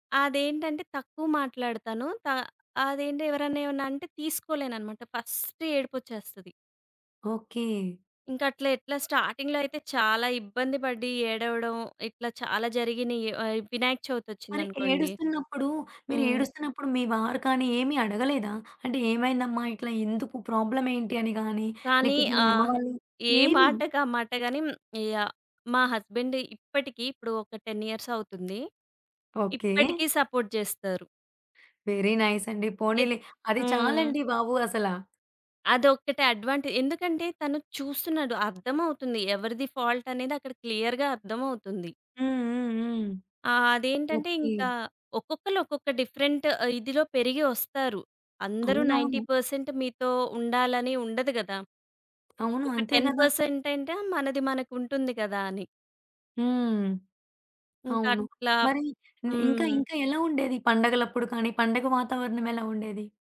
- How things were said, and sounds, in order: in English: "స్టార్టింగ్‌లో"; in English: "హస్బెండ్"; in English: "టెన్"; in English: "సపోర్ట్"; in English: "క్లియర్‌గా"; in English: "డిఫరెంట్"; in English: "నైన్టీ పర్సెంట్"; tapping; in English: "టెన్ పర్సెంట్"
- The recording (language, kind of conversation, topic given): Telugu, podcast, విభిన్న వయస్సులవారి మధ్య మాటలు అపార్థం కావడానికి ప్రధాన కారణం ఏమిటి?